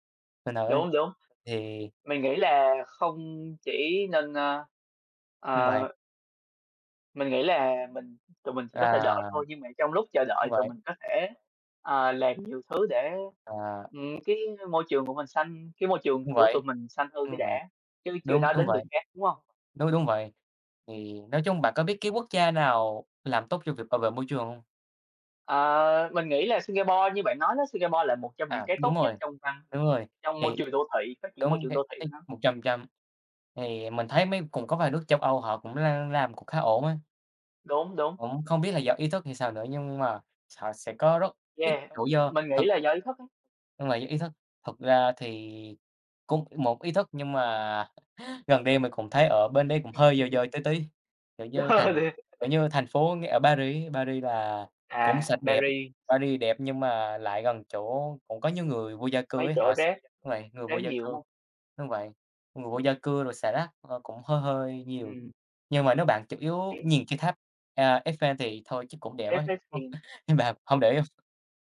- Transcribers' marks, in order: "đây" said as "ây"; tapping; other background noise; chuckle; laugh; laugh
- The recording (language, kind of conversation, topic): Vietnamese, unstructured, Chính phủ cần làm gì để bảo vệ môi trường hiệu quả hơn?
- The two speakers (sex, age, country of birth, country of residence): female, 20-24, Vietnam, Vietnam; male, 18-19, Vietnam, Vietnam